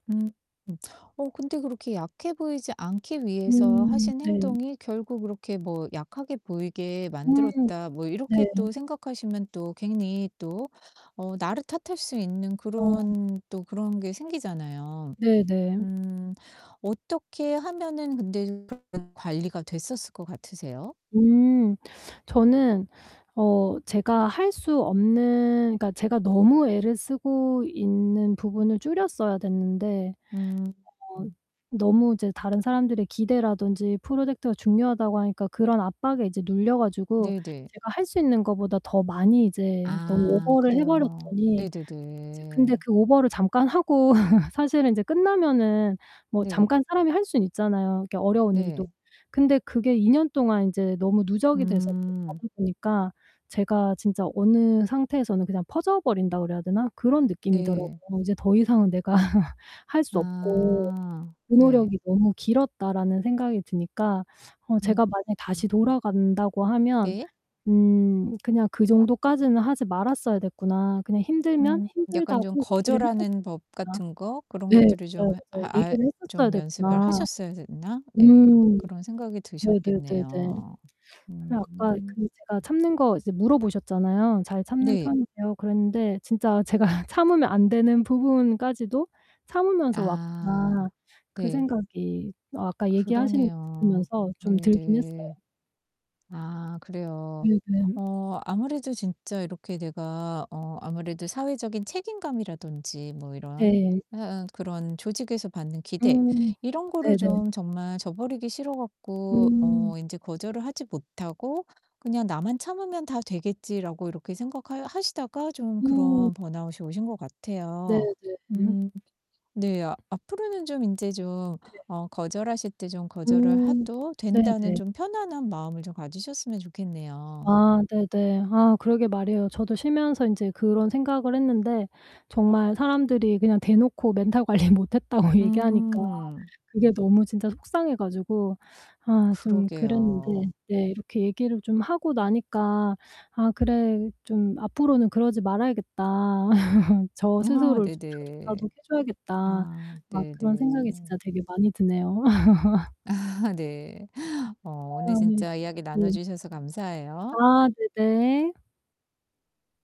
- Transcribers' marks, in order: mechanical hum; distorted speech; unintelligible speech; laugh; laugh; laughing while speaking: "제가"; other background noise; laughing while speaking: "관리 못했다고"; laugh; laugh; laughing while speaking: "아"; laugh
- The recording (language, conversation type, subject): Korean, advice, 사회적 시선 속에서도 제 진정성을 잃지 않으려면 어떻게 해야 하나요?